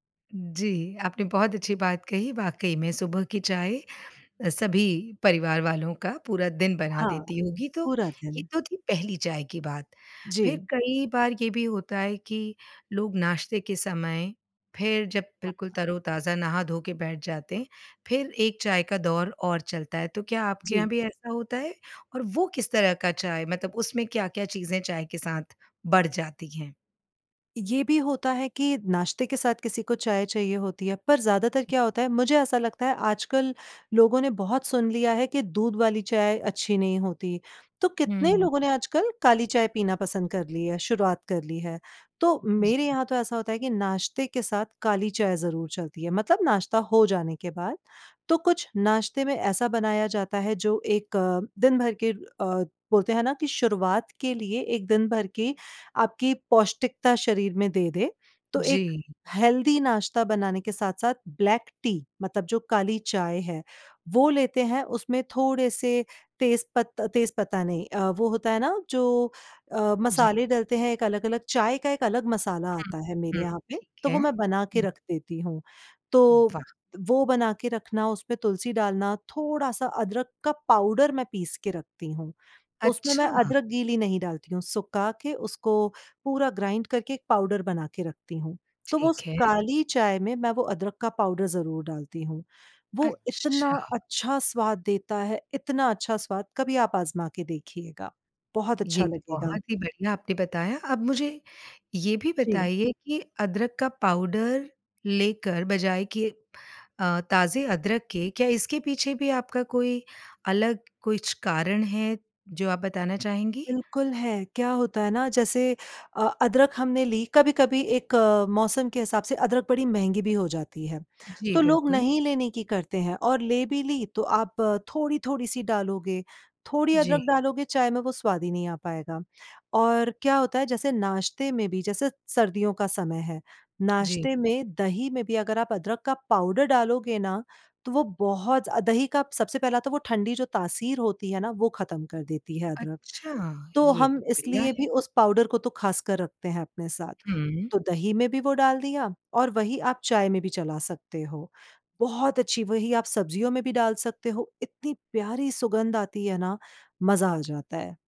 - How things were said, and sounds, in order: in English: "हेल्दी"; in English: "ब्लैक टी"; in English: "ग्राइंड"; tapping
- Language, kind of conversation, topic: Hindi, podcast, घर पर चाय-नाश्ते का रूटीन आपका कैसा रहता है?